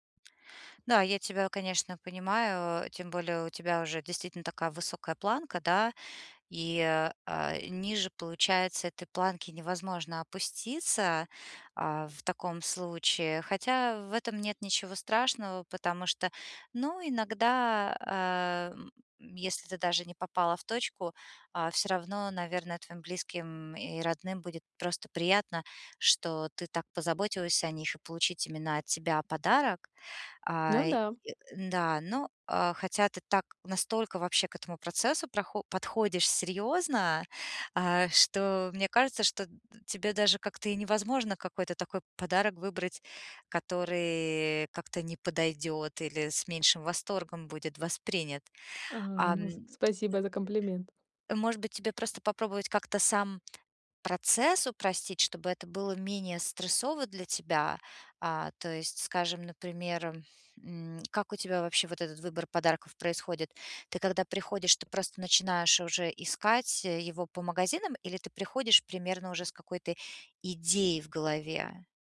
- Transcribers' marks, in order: tapping; lip smack; grunt; other background noise
- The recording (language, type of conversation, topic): Russian, advice, Почему мне так трудно выбрать подарок и как не ошибиться с выбором?